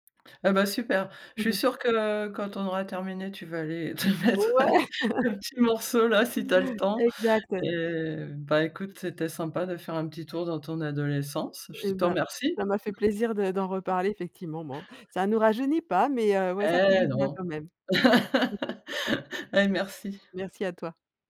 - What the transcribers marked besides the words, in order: laughing while speaking: "te mettre"; laugh; other background noise; laugh; chuckle
- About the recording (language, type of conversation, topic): French, podcast, Te souviens-tu d’une chanson qui te ramène directement à ton enfance ?